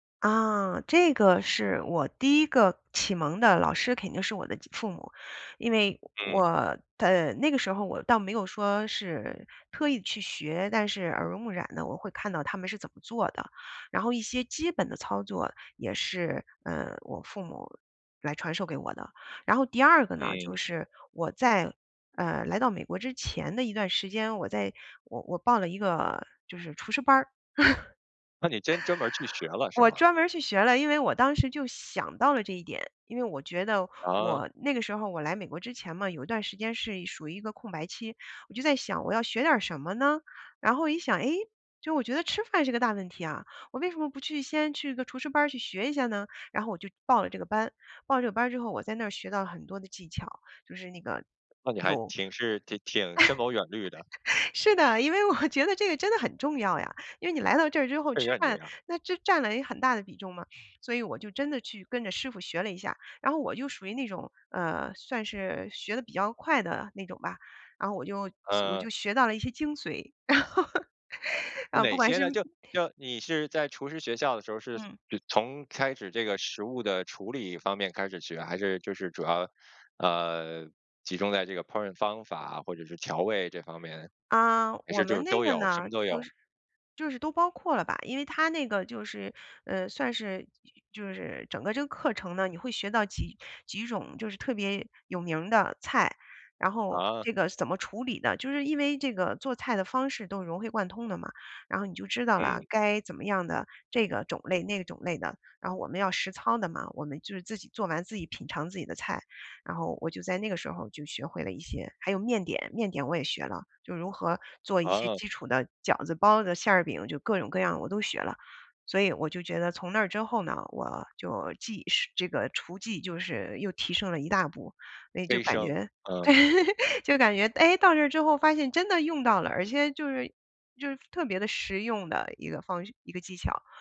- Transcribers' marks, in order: laugh; other background noise; laugh; laughing while speaking: "是的，因为我觉得这个真的"; laugh; other noise; laugh
- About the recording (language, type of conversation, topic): Chinese, podcast, 你平时如何规划每周的菜单？